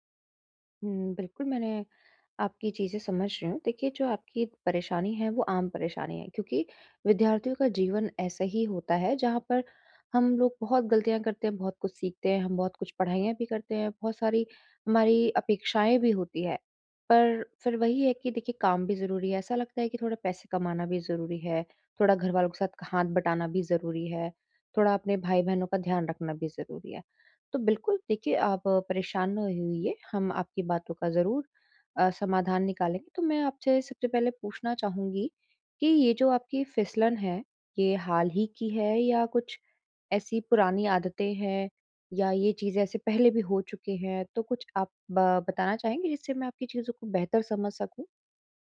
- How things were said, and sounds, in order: none
- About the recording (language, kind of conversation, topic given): Hindi, advice, फिसलन के बाद फिर से शुरुआत कैसे करूँ?